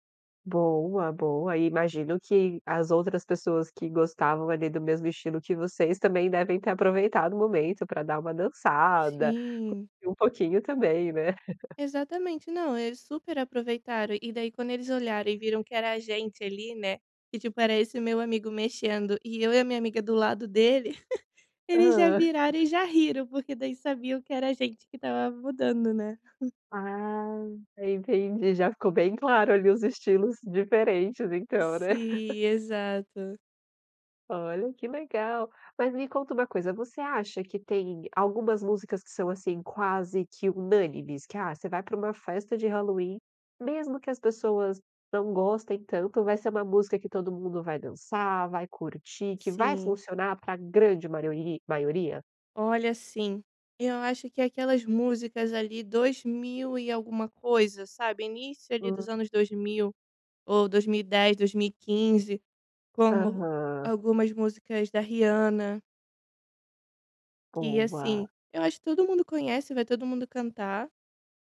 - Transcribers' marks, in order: giggle; laugh; tapping; chuckle; giggle; unintelligible speech
- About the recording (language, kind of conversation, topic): Portuguese, podcast, Como montar uma playlist compartilhada que todo mundo curta?